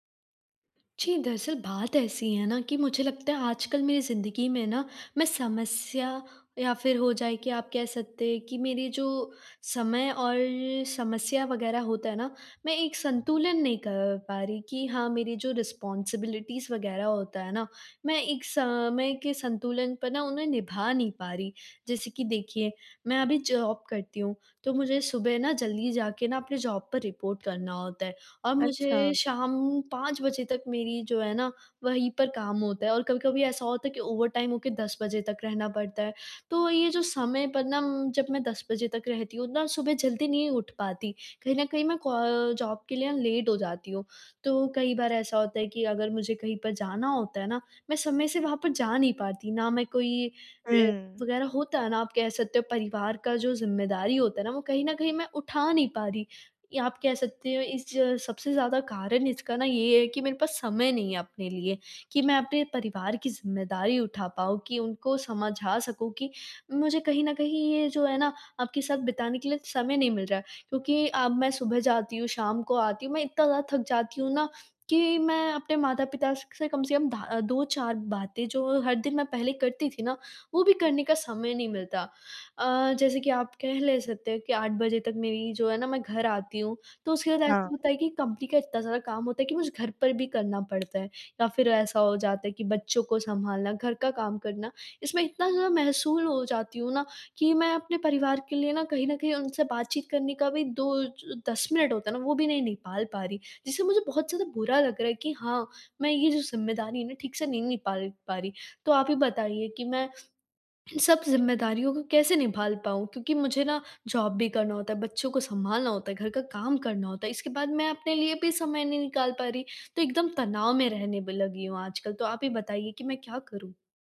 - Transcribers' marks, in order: in English: "रिस्पॉन्सिबिलिटीज़"; in English: "जॉब"; in English: "जॉब"; in English: "रिपोर्ट"; in English: "ओवरटाइम"; in English: "जॉब"; in English: "लेट"; unintelligible speech; tapping; in English: "जॉब"
- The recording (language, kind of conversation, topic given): Hindi, advice, समय और जिम्मेदारी के बीच संतुलन